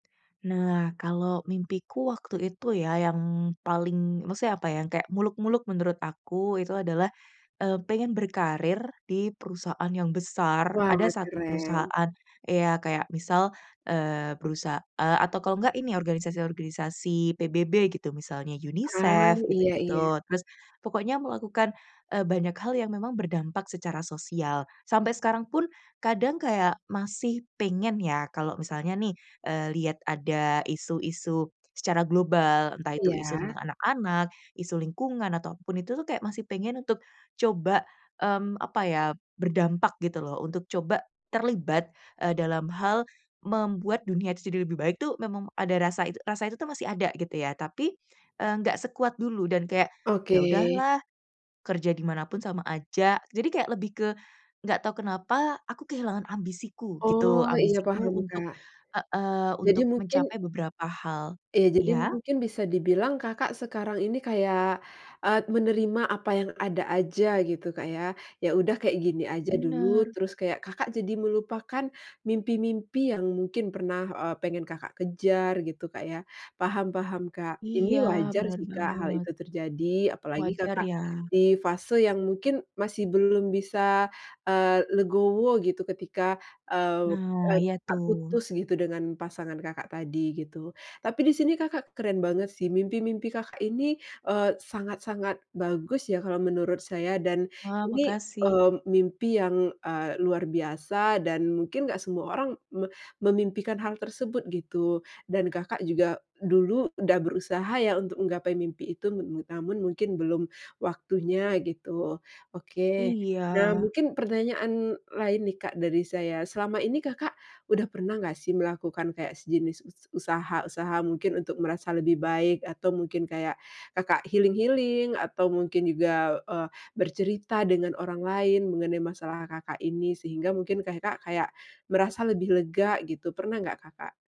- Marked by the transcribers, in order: tapping; in English: "UNICEF"; in English: "healing-healing"
- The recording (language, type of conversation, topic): Indonesian, advice, Bagaimana cara mengatasi rasa kesepian dan menemukan kembali jati diri setelah putus cinta?